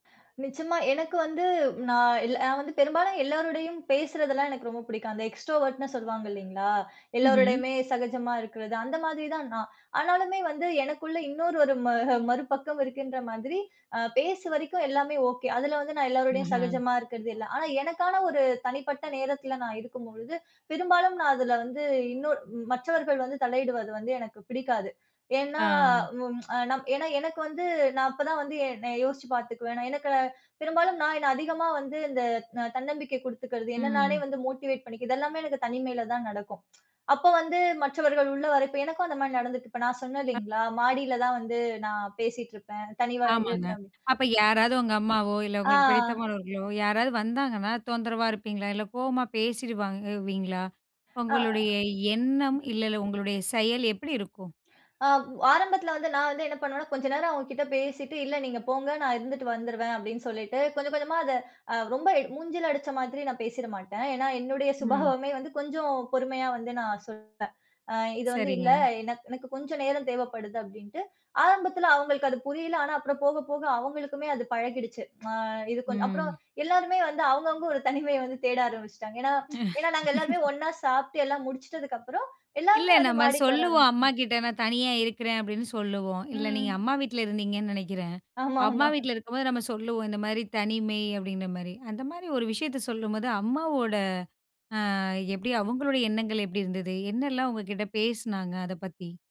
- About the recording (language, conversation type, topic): Tamil, podcast, தனிமையில் மனதில் தோன்றியும் சொல்லாமல் வைத்திருக்கும் எண்ணங்களை நீங்கள் எப்படி பதிவு செய்கிறீர்கள்?
- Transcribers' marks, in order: in English: "எக்ஸ்ட்ரோவர்ட்ன்னு"; laughing while speaking: "இன்னொரு ஒரு ம"; tsk; in English: "மோட்டிவேட்"; other background noise; unintelligible speech; "தனிமையா" said as "தனிவா"; "பேசிடுவீங்களா" said as "பேசிடுவாங்க, அ வீங்களா"; laughing while speaking: "சுபாவமே வந்து"; tsk; laughing while speaking: "தனிமைய வந்து தேட ஆரம்பிச்சிட்டாங்க"; tsk; laugh; laughing while speaking: "ஆமாமா"